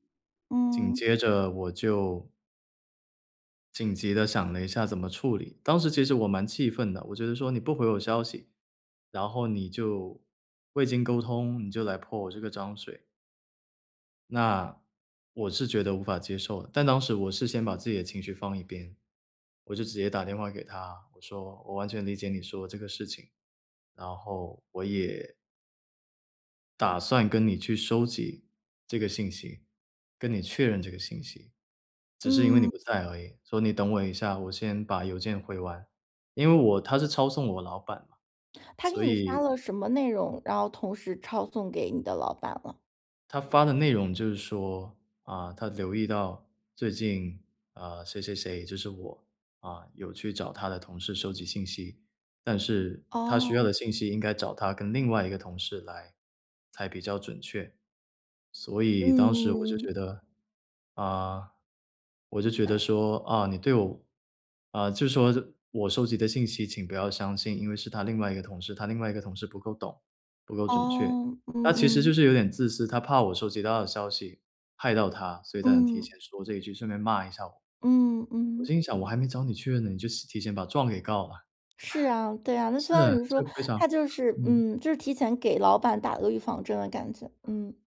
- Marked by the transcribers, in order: other background noise; chuckle
- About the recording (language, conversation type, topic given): Chinese, podcast, 团队里出现分歧时你会怎么处理？